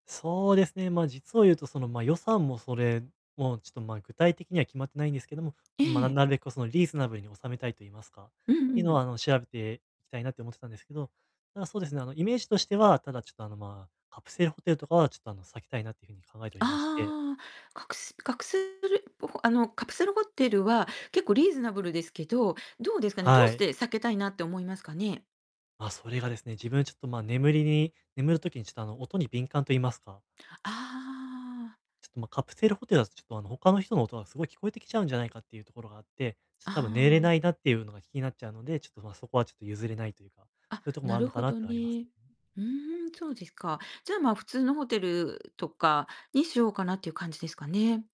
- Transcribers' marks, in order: tapping; distorted speech
- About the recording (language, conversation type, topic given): Japanese, advice, 予算内で快適な旅行を楽しむにはどうすればよいですか?
- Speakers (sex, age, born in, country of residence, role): female, 60-64, Japan, Japan, advisor; male, 20-24, Japan, Japan, user